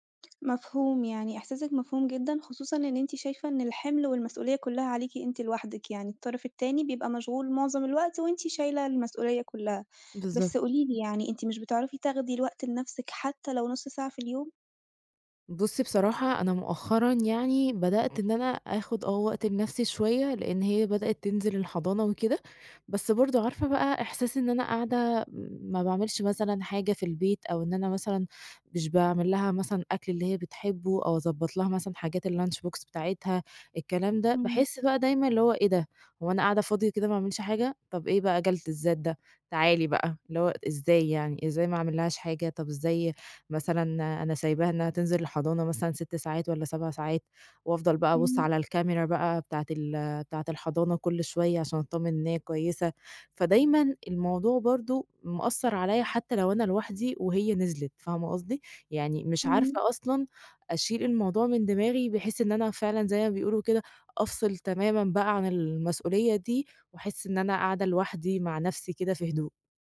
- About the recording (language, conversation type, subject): Arabic, advice, إزاي بتتعامل/ي مع الإرهاق والاحتراق اللي بيجيلك من رعاية مريض أو طفل؟
- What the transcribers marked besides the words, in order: tapping; in English: "الLunch Box"